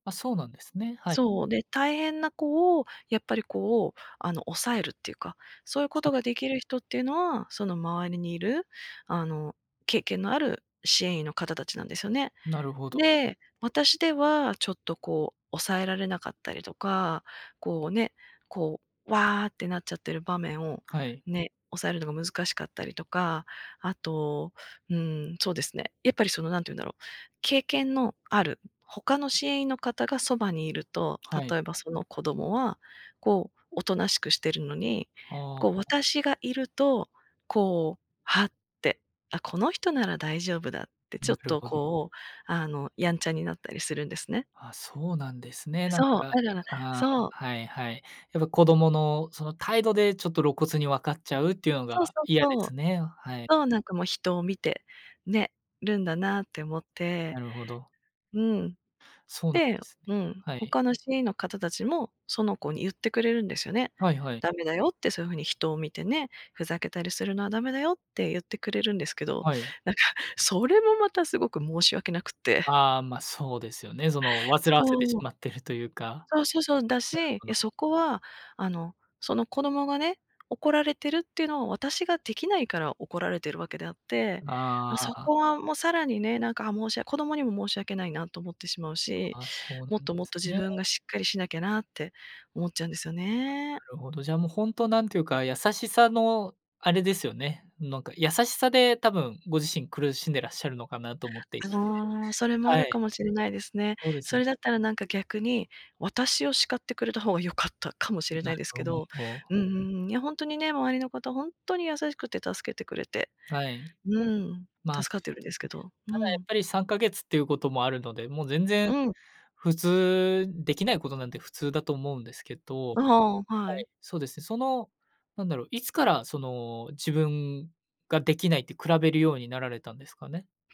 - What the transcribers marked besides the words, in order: laughing while speaking: "なんか"; other background noise
- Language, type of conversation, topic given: Japanese, advice, 同僚と比べて自分には価値がないと感じてしまうのはなぜですか？